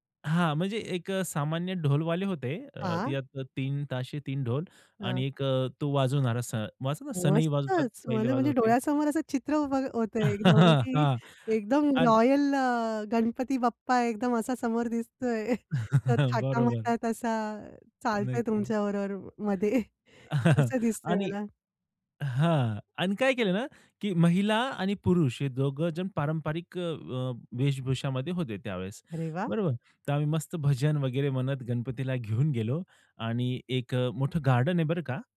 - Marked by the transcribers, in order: laughing while speaking: "हां. अग"; in English: "रॉयल"; laughing while speaking: "समोर दिसतो आहे. थाटामाटात असा चालत आहे तुमच्याबरोबर मध्ये"; laughing while speaking: "बरोबर"; chuckle
- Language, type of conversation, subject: Marathi, podcast, सण पर्यावरणपूरक पद्धतीने साजरे करण्यासाठी तुम्ही काय करता?